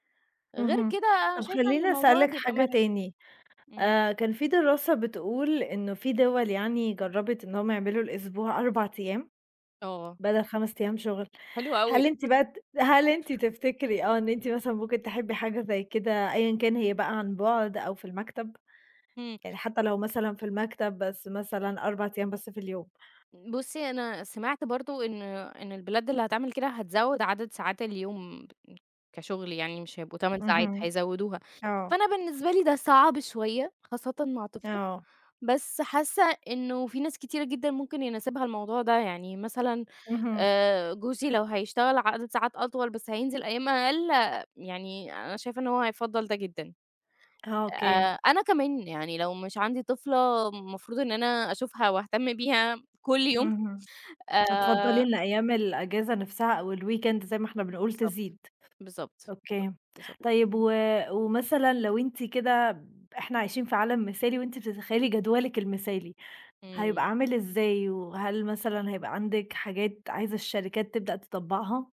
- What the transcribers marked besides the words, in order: chuckle; other background noise; tapping; in English: "الweekend"
- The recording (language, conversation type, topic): Arabic, podcast, بتفضل تشتغل من البيت ولا من المكتب وليه؟